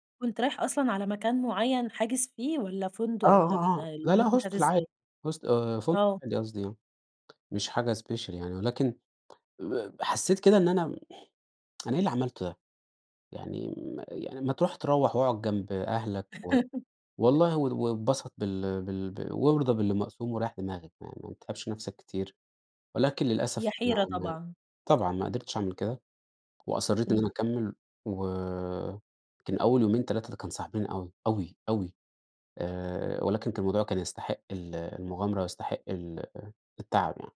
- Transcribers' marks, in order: in English: "Hostel"; in English: "Host"; tapping; in English: "special"; tsk; chuckle
- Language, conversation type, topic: Arabic, podcast, هل قرار السفر أو الهجرة غيّر حياتك؟